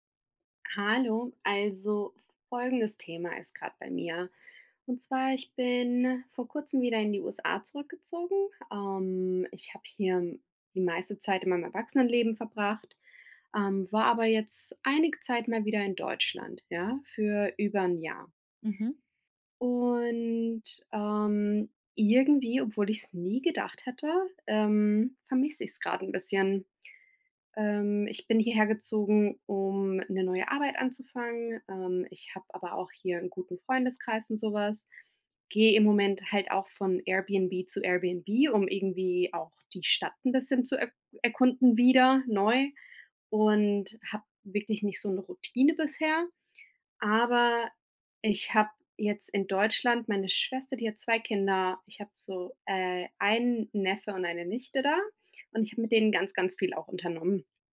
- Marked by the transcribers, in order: none
- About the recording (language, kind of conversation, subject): German, advice, Wie kann ich durch Routinen Heimweh bewältigen und mich am neuen Ort schnell heimisch fühlen?